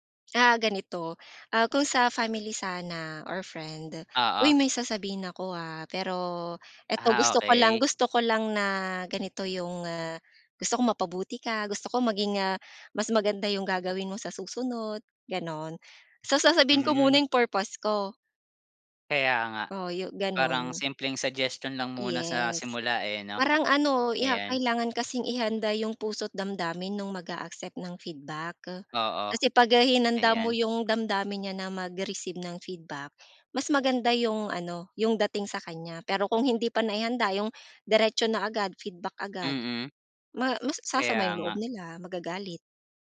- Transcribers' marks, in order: tapping
- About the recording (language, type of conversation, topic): Filipino, podcast, Paano ka nagbibigay ng puna nang hindi nasasaktan ang loob ng kausap?